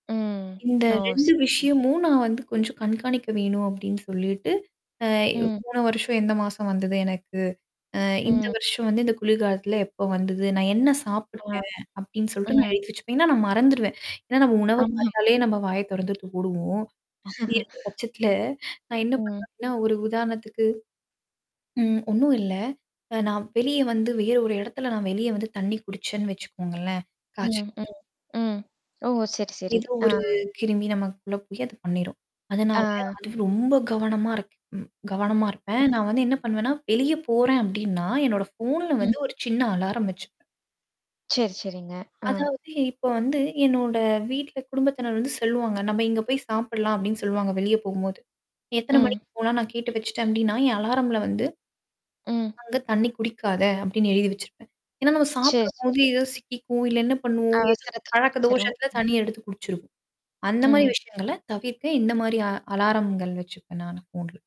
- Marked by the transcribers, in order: static; distorted speech; mechanical hum; laugh; unintelligible speech; "செல்லுவாங்க" said as "சொல்லுவாங்க"; "சாப்பில்லாம்" said as "சாப்பிடலாம்"; other background noise
- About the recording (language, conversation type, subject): Tamil, podcast, உடல்நலச் சின்னங்களை நீங்கள் பதிவு செய்வது உங்களுக்கு எப்படிப் பயன் தருகிறது?